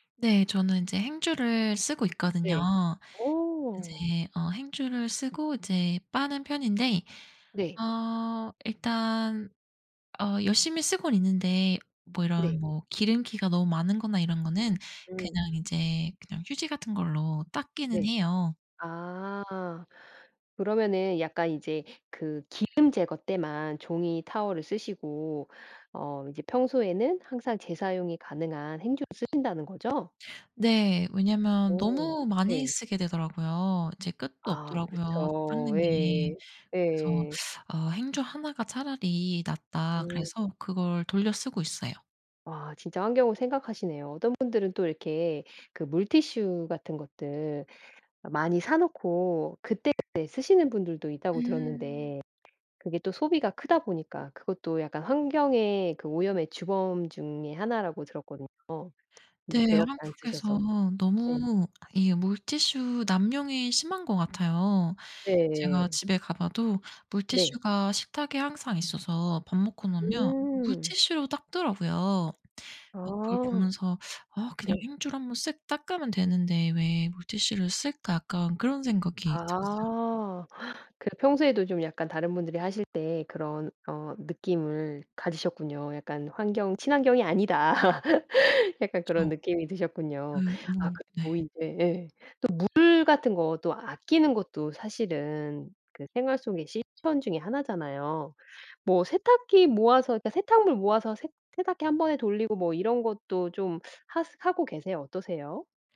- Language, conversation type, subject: Korean, podcast, 일상에서 실천하는 친환경 습관이 무엇인가요?
- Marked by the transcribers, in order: other background noise; laugh